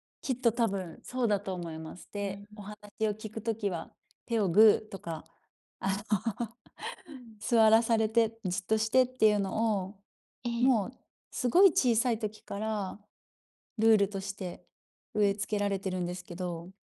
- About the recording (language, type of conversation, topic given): Japanese, podcast, 子どもの好奇心は、どうすれば自然に育てられますか？
- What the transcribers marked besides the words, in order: other background noise; laughing while speaking: "あの"; chuckle